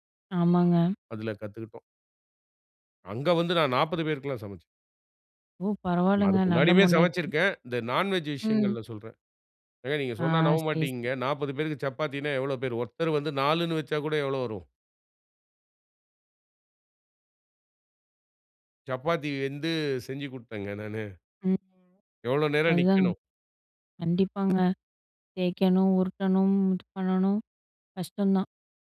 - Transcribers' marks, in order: other background noise; other noise
- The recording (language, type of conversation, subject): Tamil, podcast, புதிய விஷயங்கள் கற்றுக்கொள்ள உங்களைத் தூண்டும் காரணம் என்ன?